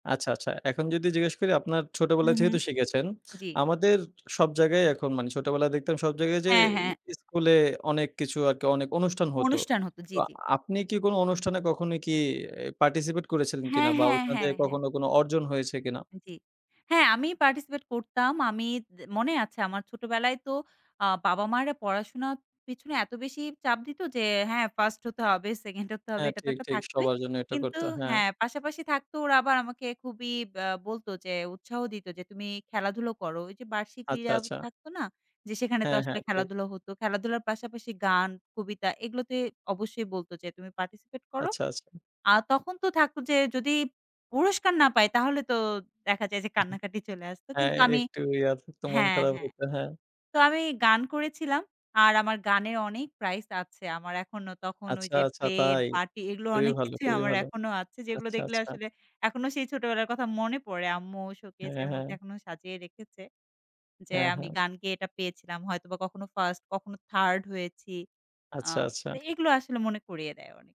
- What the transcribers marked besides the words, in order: other background noise; tapping; in English: "participate"; in English: "participate"; in English: "participate"
- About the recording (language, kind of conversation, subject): Bengali, podcast, কোন গান শুনলে আপনি তৎক্ষণাৎ ছোটবেলায় ফিরে যান, আর কেন?